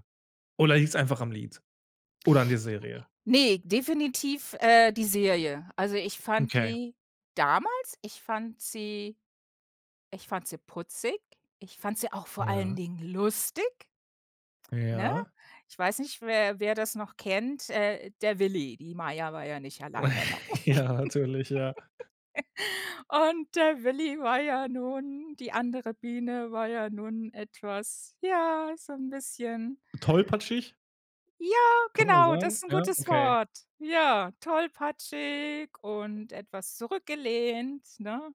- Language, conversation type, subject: German, podcast, Welches Lied katapultiert dich sofort in deine Kindheit zurück?
- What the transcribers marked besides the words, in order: giggle; laughing while speaking: "Ja"; giggle; joyful: "Und, der Willi war ja … so 'n bisschen"; joyful: "ja, genau, das ist 'n gutes Wort"